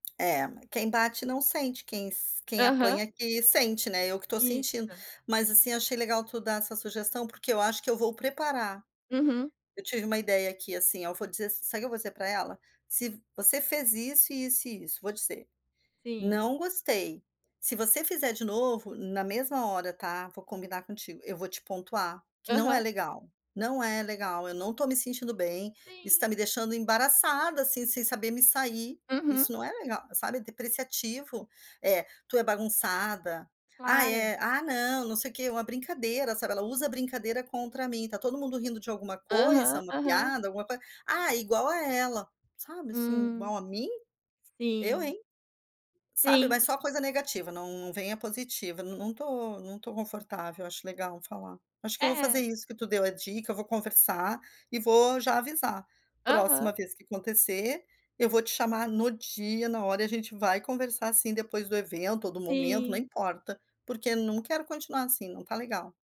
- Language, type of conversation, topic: Portuguese, advice, Como posso conversar com um(a) amigo(a) sobre um comportamento que me incomoda?
- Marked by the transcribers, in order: tapping